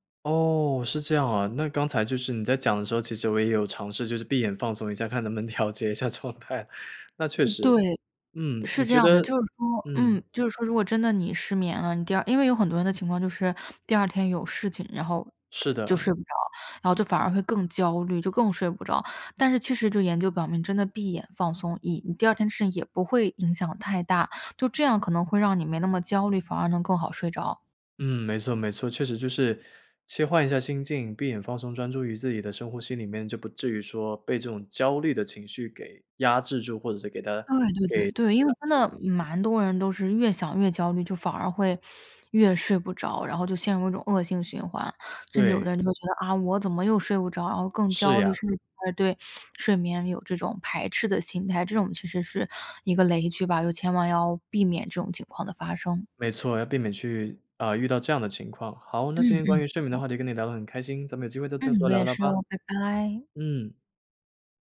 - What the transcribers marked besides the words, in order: laughing while speaking: "状态"
- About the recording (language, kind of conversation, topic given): Chinese, podcast, 睡眠不好时你通常怎么办？